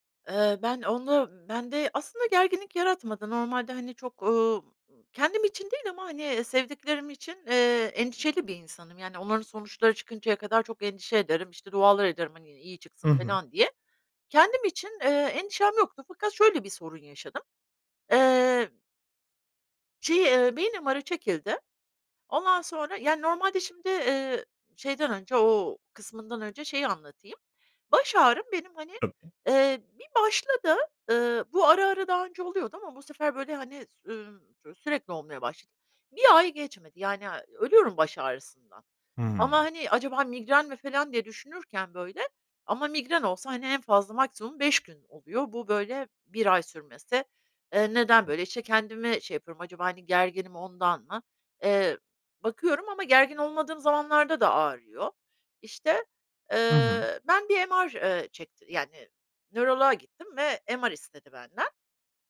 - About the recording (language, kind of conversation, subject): Turkish, advice, İlaçlarınızı veya takviyelerinizi düzenli olarak almamanızın nedeni nedir?
- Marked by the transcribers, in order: tapping; in English: "MR'ı"; unintelligible speech; in English: "MR"; in English: "MR"